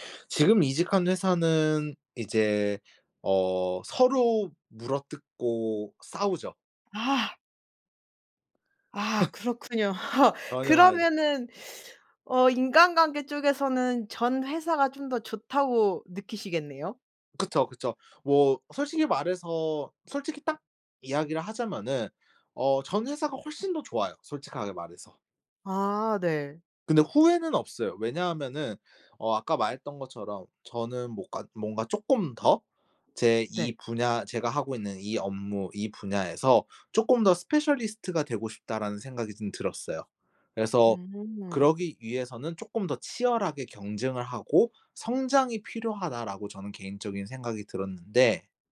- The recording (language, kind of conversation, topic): Korean, podcast, 직업을 바꾸게 된 계기는 무엇이었나요?
- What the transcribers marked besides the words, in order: laugh; unintelligible speech; teeth sucking; tapping